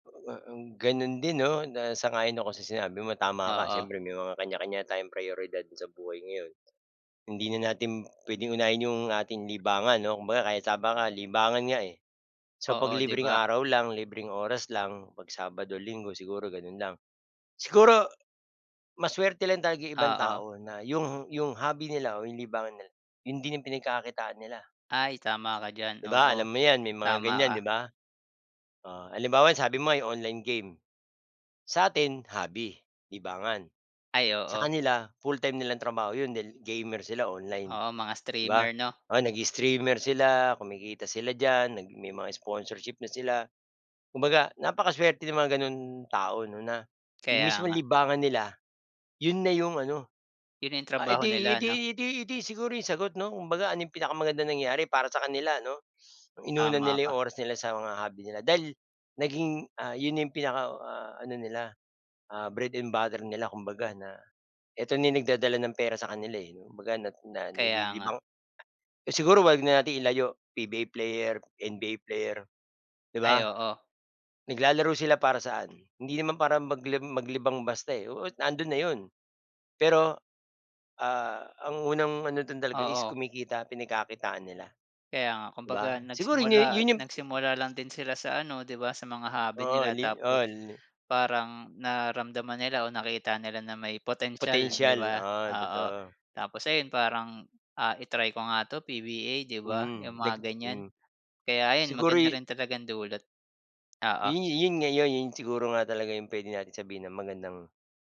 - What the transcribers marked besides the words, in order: none
- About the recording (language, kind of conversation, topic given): Filipino, unstructured, Paano mo ginagamit ang libangan mo para mas maging masaya?